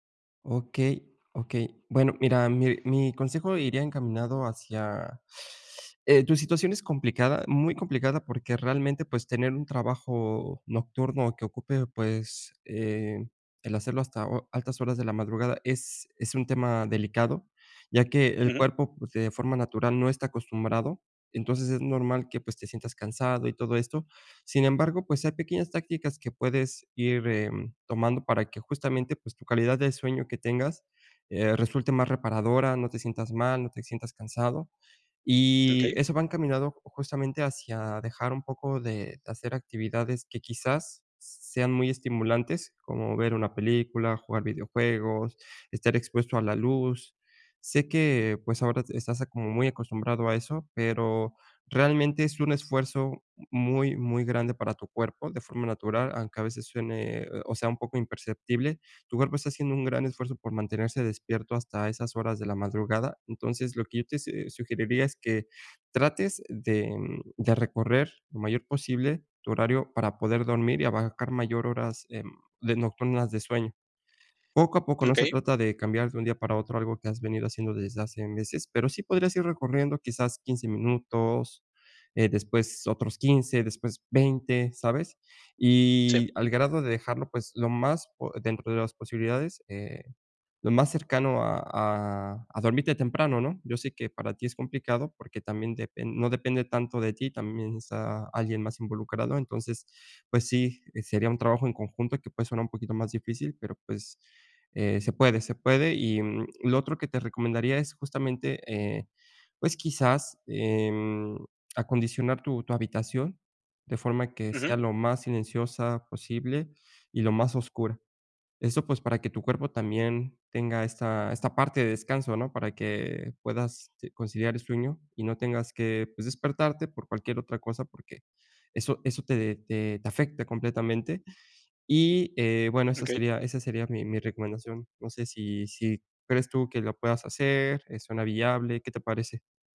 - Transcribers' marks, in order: teeth sucking
- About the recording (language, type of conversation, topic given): Spanish, advice, ¿Cómo puedo establecer una rutina de sueño consistente cada noche?